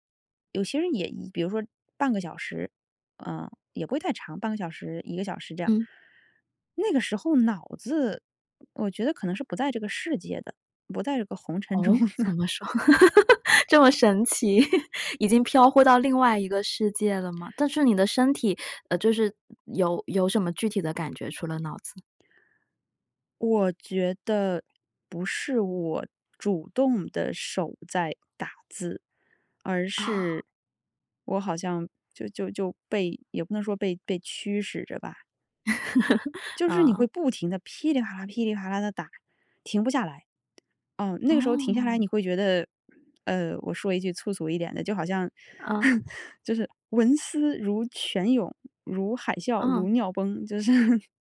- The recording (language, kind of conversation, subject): Chinese, podcast, 你如何知道自己进入了心流？
- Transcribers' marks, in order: laughing while speaking: "尘中的"; laugh; chuckle; laugh; other background noise; chuckle; chuckle